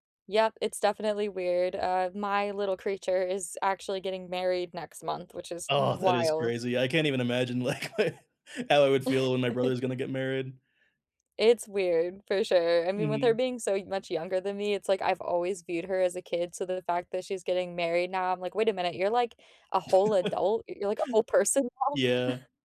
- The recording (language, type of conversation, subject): English, unstructured, Can you remember a moment when you felt really loved?
- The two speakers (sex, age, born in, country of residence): female, 35-39, United States, United States; male, 30-34, India, United States
- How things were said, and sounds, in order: tapping; laughing while speaking: "like, how"; chuckle; laugh; chuckle